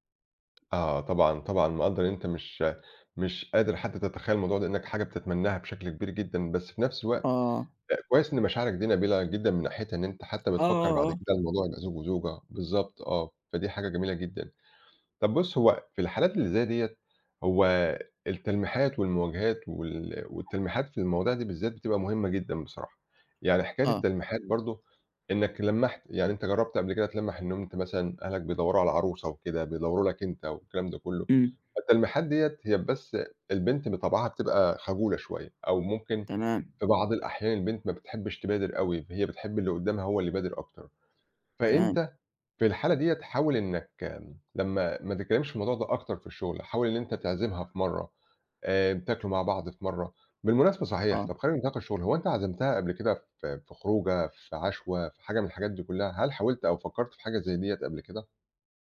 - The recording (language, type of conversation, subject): Arabic, advice, إزاي أقدر أتغلب على ترددي إني أشارك مشاعري بجد مع شريكي العاطفي؟
- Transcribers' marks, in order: tapping